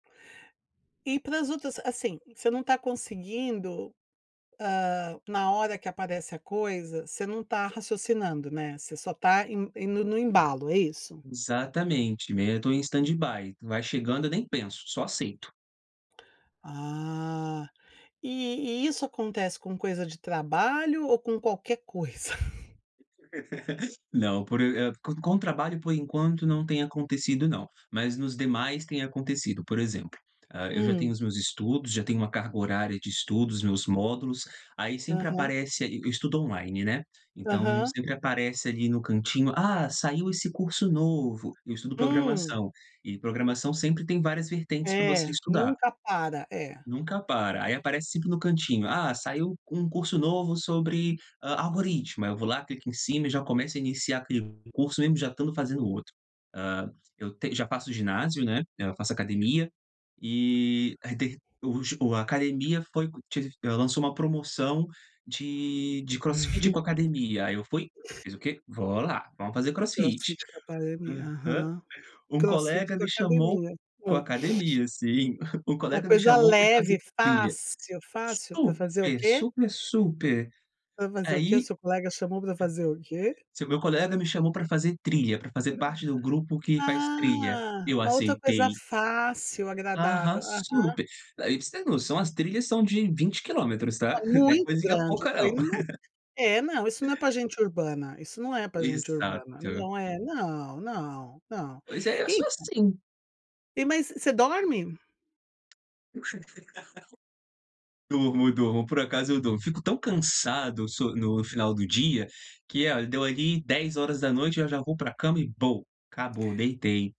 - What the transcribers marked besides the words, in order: in English: "stand by"; other background noise; laugh; chuckle; chuckle; tapping; drawn out: "Ah"; laugh; laugh; other noise
- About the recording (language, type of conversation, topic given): Portuguese, advice, Como foi quando você tentou adicionar muitas rotinas de uma vez e se sentiu sobrecarregado?